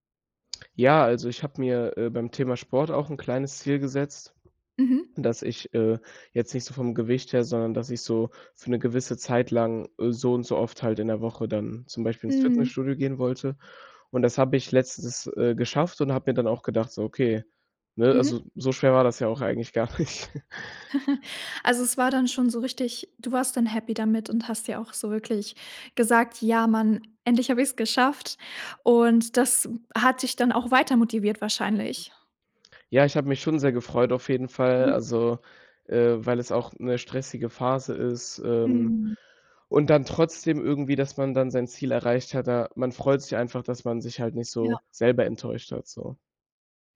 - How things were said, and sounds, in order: laughing while speaking: "gar nicht"; giggle; laugh
- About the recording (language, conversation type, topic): German, podcast, Was tust du, wenn dir die Motivation fehlt?